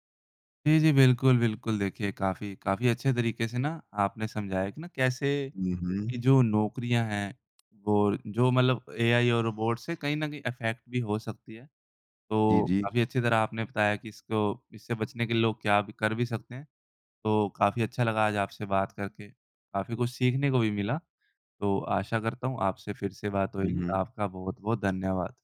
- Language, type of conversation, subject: Hindi, podcast, नौकरियों पर रोबोट और एआई का असर हमारे लिए क्या होगा?
- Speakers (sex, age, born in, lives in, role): male, 20-24, India, India, host; male, 55-59, India, India, guest
- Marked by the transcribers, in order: in English: "एआई"; in English: "रोबोट"; in English: "अफैक्ट"